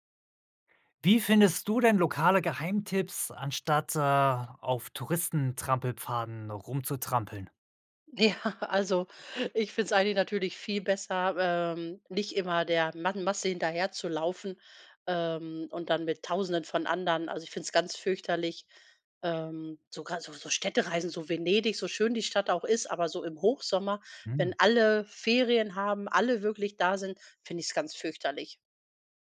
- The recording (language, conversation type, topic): German, podcast, Wie findest du lokale Geheimtipps, statt nur die typischen Touristenorte abzuklappern?
- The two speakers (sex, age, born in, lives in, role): female, 45-49, Germany, Germany, guest; male, 35-39, Germany, Sweden, host
- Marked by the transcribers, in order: laughing while speaking: "Ja"